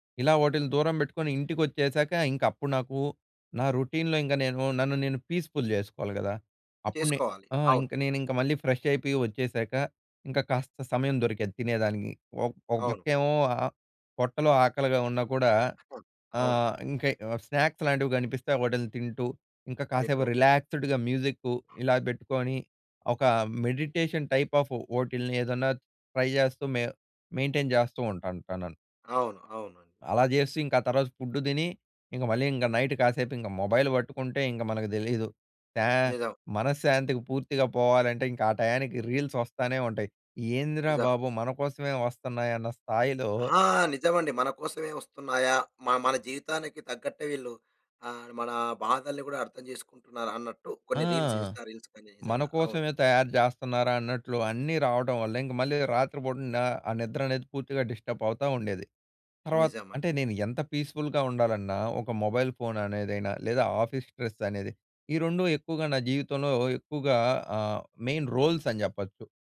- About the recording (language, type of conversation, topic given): Telugu, podcast, రోజువారీ రొటీన్ మన మానసిక శాంతిపై ఎలా ప్రభావం చూపుతుంది?
- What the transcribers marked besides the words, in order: in English: "పీస్ఫుల్"; in English: "ఫ్రెష్"; unintelligible speech; "ఇంక" said as "ఇంకై"; in English: "స్నాక్స్"; in English: "రిలాక్స్డ్‌గా"; other background noise; in English: "మెడిటేషన్ టైప్ ఆఫ్"; in English: "ట్రై"; in English: "మెయింటైన్"; in English: "ఫుడ్"; in English: "నైట్"; in English: "మొబైల్"; in English: "రీల్స్"; in English: "రీల్స్ ఇన్‌స్టా రీల్స్"; in English: "డిస్టబ్"; in English: "పీస్ఫుల్‌గా"; in English: "మొబైల్"; in English: "ఆఫీస్ స్ట్రెస్"; in English: "మెయిన్ రోల్స్"